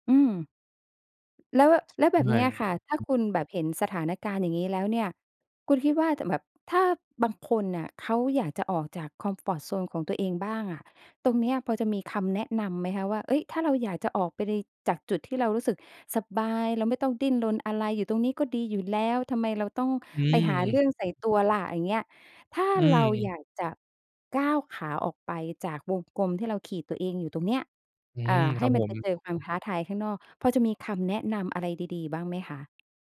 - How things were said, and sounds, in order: tapping; other background noise; chuckle
- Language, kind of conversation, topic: Thai, podcast, คุณก้าวออกจากโซนที่คุ้นเคยของตัวเองได้อย่างไร?